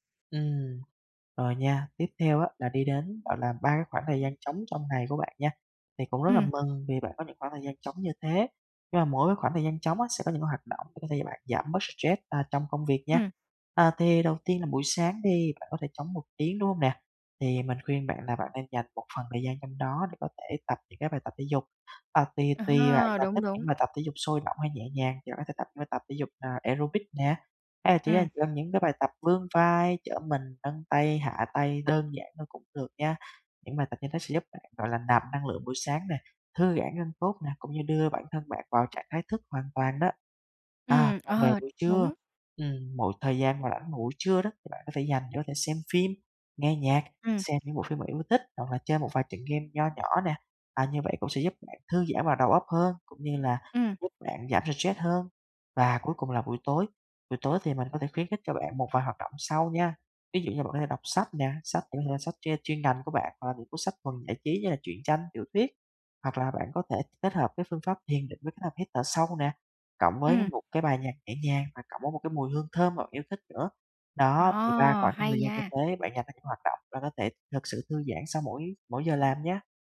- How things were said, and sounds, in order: tapping; in English: "aerobic"
- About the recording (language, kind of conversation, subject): Vietnamese, advice, Làm sao để giảm căng thẳng sau giờ làm mỗi ngày?